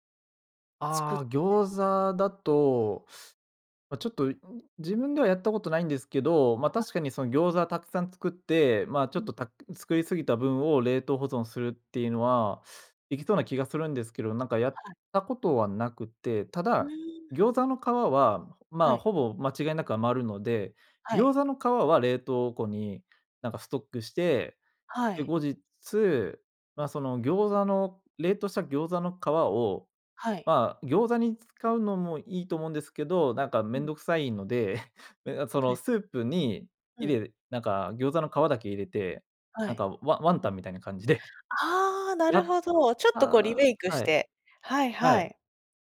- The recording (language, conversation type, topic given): Japanese, podcast, 普段、食事の献立はどのように決めていますか？
- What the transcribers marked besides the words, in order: other background noise; other noise; tapping; chuckle